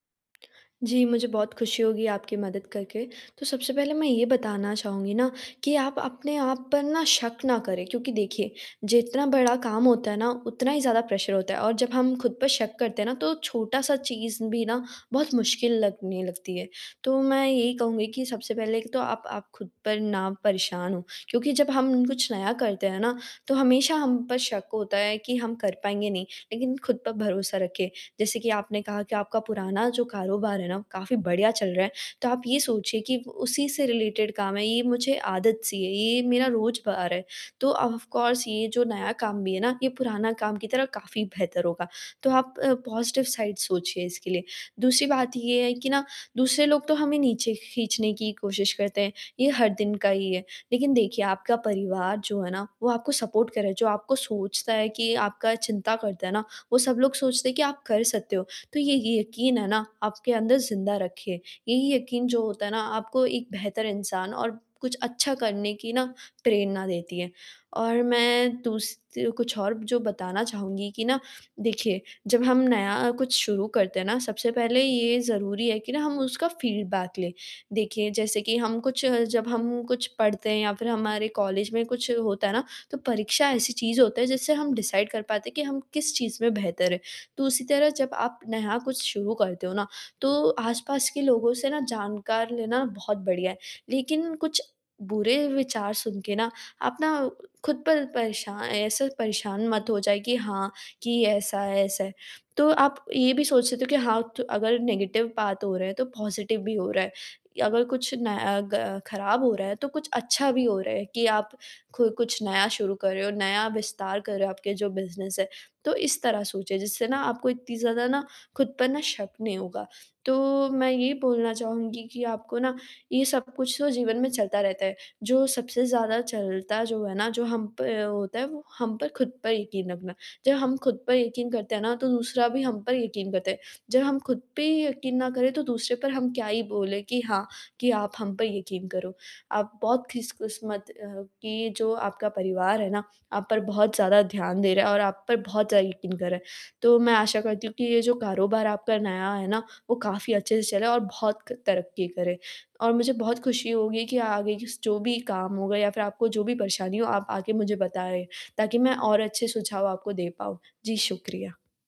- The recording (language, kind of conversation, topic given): Hindi, advice, आत्म-संदेह को कैसे शांत करूँ?
- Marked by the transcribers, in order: tapping; in English: "प्रेशर"; in English: "रिलेटेड"; "रोज़गार" said as "रोजबार"; in English: "ऑफकोर्स"; in English: "पॉज़िटिव साइड"; in English: "सपोर्ट"; in English: "फ़ीडबैक"; in English: "डिसाइड"; in English: "नेगेटिव"; in English: "पॉज़िटिव"; in English: "बिज़नेस"; "खुशकिस्मत" said as "खिसकिस्मत"